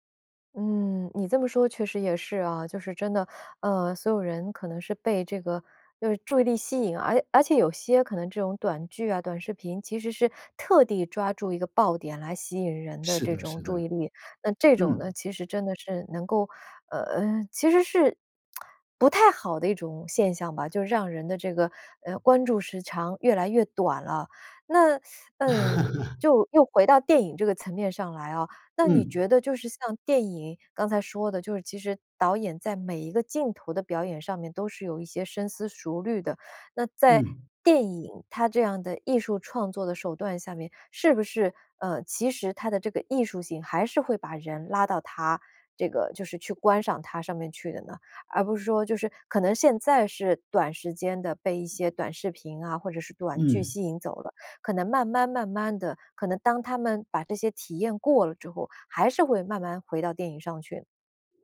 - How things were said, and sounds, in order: lip smack; teeth sucking; laugh; other background noise
- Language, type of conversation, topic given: Chinese, podcast, 你觉得追剧和看电影哪个更上瘾？